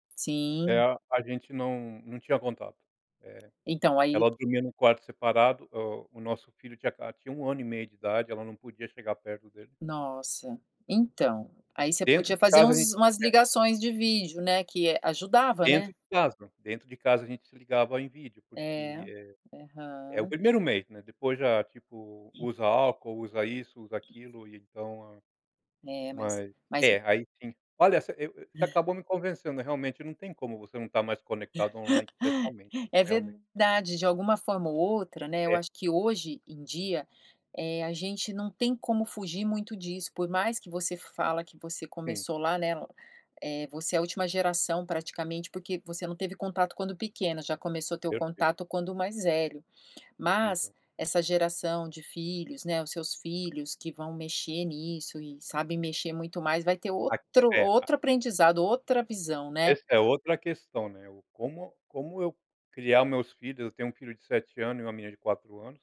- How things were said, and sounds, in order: tapping; other noise; laugh
- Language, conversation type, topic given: Portuguese, podcast, Você se sente mais conectado online ou pessoalmente?